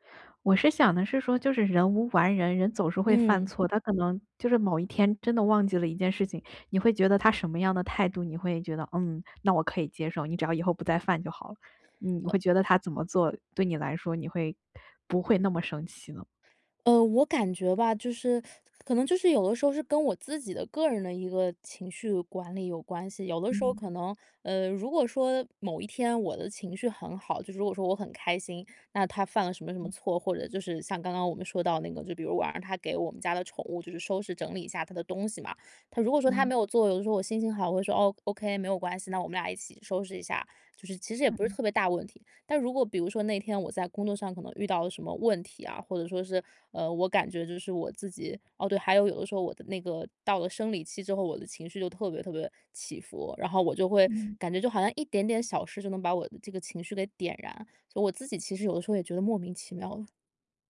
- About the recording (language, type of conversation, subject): Chinese, advice, 我怎样才能更好地识别并命名自己的情绪？
- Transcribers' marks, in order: tapping; teeth sucking